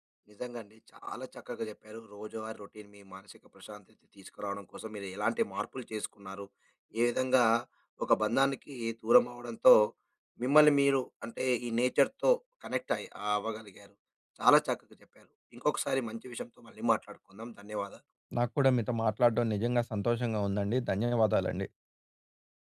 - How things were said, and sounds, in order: in English: "రొటీన్"; in English: "నేచర్‍తో కనెక్ట్"
- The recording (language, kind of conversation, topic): Telugu, podcast, రోజువారీ రొటీన్ మన మానసిక శాంతిపై ఎలా ప్రభావం చూపుతుంది?